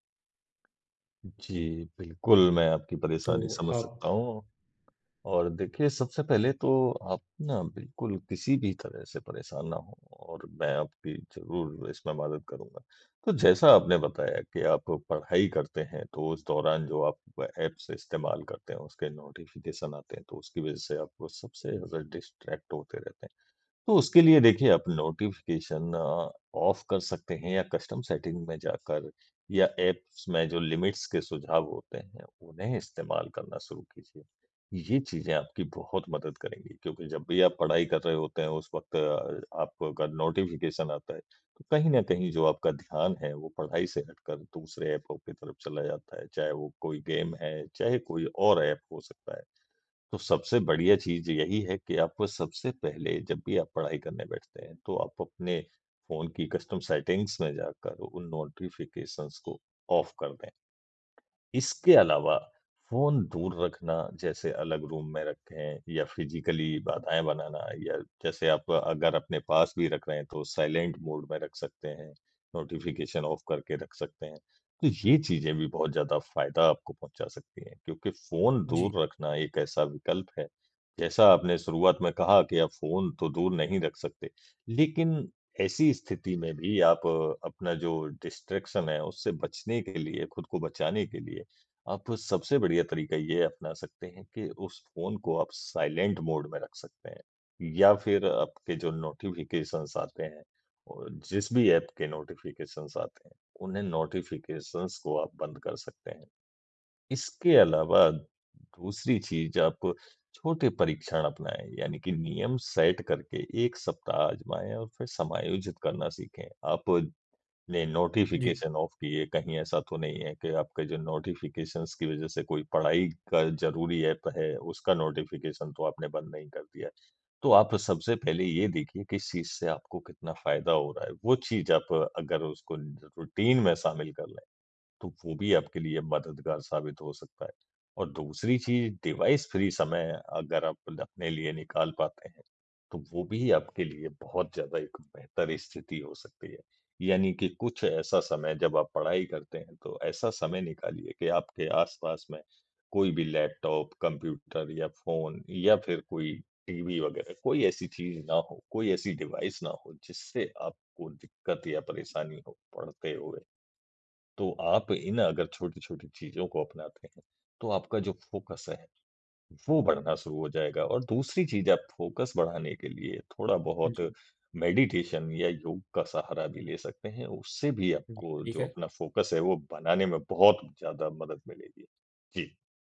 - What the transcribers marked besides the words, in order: tapping; other background noise; in English: "ऐप्स"; in English: "नोटिफ़िकेशन"; in English: "डिस्ट्रैक्ट"; in English: "नोटिफ़िकेशन ऑफ"; in English: "कस्टम सेटिंग्स"; in English: "ऐप्स"; in English: "लिमिट्स"; in English: "नोटिफ़िकेशन"; in English: "गेम"; in English: "कस्टम सेटिंग्स"; in English: "नोटिफ़िकेशन्स"; horn; in English: "ऑफ"; in English: "रूम"; in English: "फिजिकली"; in English: "साइलेंट मोड"; in English: "नोटिफ़िकेशन ऑफ"; in English: "डिस्ट्रैक्शन"; in English: "साइलेंट मोड"; in English: "नोटिफ़िकेशन्स"; in English: "नोटिफ़िकेशन्स"; in English: "नोटिफ़िकेशन्स"; in English: "सेट"; in English: "नोटिफ़िकेशन ऑफ"; in English: "नोटिफ़िकेशन्स"; in English: "नोटिफ़िकेशन"; in English: "रूटीन"; in English: "डिवाइस फ्री"; in English: "डिवाइस"; in English: "फ़ोकस"; in English: "फ़ोकस"; in English: "मेडिटेशन"; in English: "फ़ोकस"
- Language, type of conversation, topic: Hindi, advice, फोकस बढ़ाने के लिए मैं अपने फोन और नोटिफिकेशन पर सीमाएँ कैसे लगा सकता/सकती हूँ?
- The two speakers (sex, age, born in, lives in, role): male, 35-39, India, India, advisor; male, 45-49, India, India, user